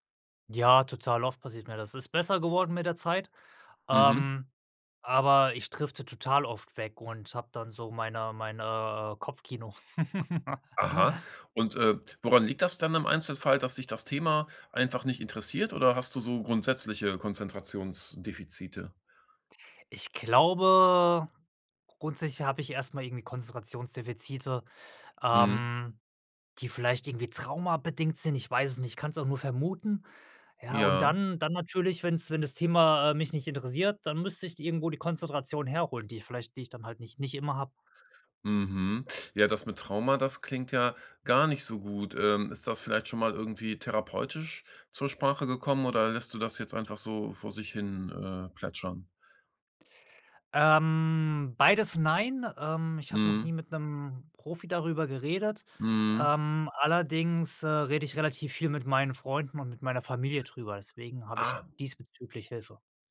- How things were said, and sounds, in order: chuckle
- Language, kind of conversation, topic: German, podcast, Woran merkst du, dass dich zu viele Informationen überfordern?